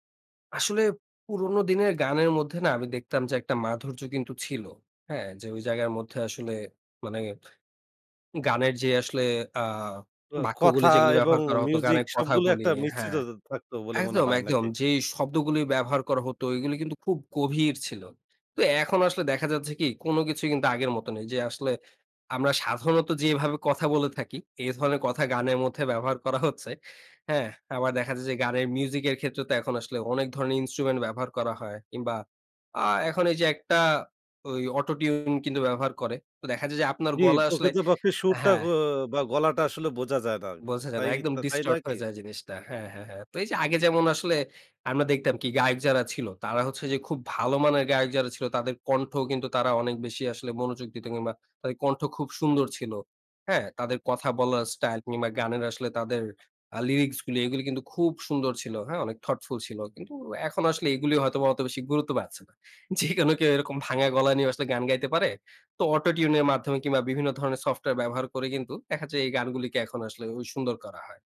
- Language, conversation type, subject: Bengali, podcast, আপনি নতুন গান কীভাবে খুঁজে পান?
- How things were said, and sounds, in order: tapping; other background noise; in English: "instrument"; in English: "auto tune"; in English: "distort"; in English: "lyrics"; in English: "thoughtful"; laughing while speaking: "যেকোনো"; in English: "auto tune"